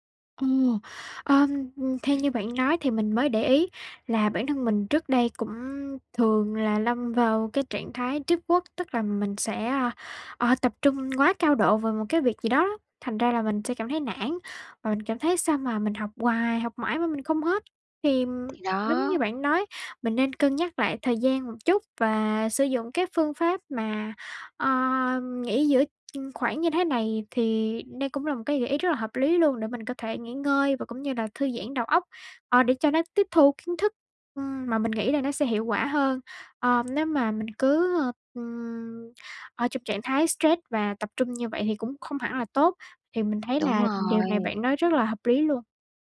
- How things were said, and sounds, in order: other background noise; tapping; in English: "deep work"
- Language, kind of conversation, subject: Vietnamese, advice, Làm thế nào để bỏ thói quen trì hoãn các công việc quan trọng?